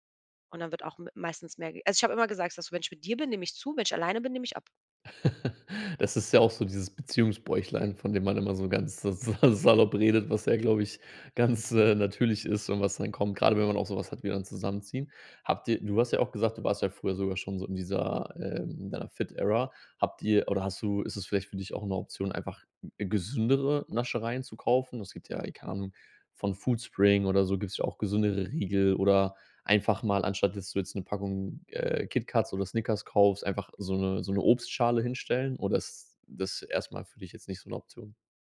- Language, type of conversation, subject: German, advice, Wie fühlt sich dein schlechtes Gewissen an, nachdem du Fastfood oder Süßigkeiten gegessen hast?
- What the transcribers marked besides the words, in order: chuckle; laughing while speaking: "sa sa salopp redet, was ja, glaube ich, ganz, äh, natürlich"